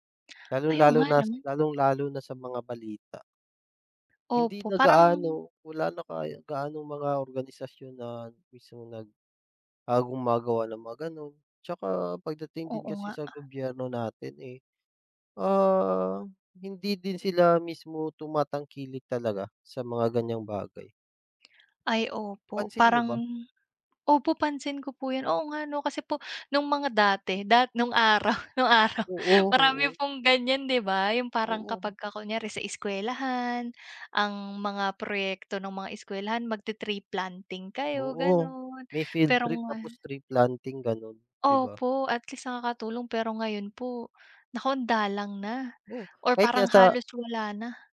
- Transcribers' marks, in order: in English: "field trip"; in English: "tree planting"
- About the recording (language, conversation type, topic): Filipino, unstructured, Ano ang epekto ng pagbabago ng klima sa mundo?